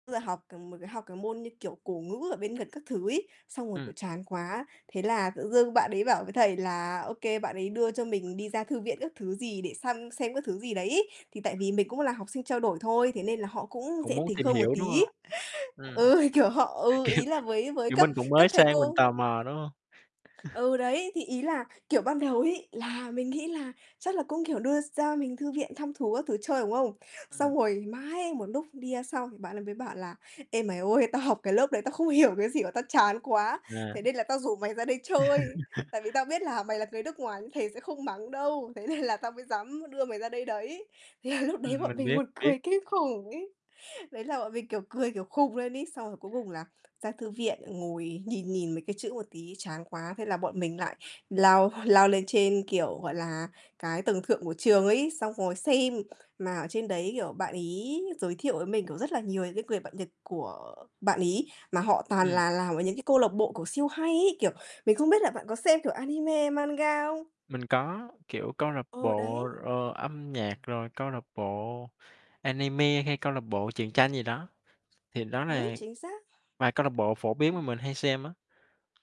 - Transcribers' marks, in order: tapping; laughing while speaking: "bạn đấy"; laughing while speaking: "Kiểu"; laughing while speaking: "Ừ, kiểu họ"; chuckle; laugh; laughing while speaking: "Thế nên"; laughing while speaking: "Thế là"; in English: "anime, manga"; in English: "anime"
- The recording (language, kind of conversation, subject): Vietnamese, podcast, Lần gặp một người lạ khiến bạn ấn tượng nhất là khi nào và chuyện đã xảy ra như thế nào?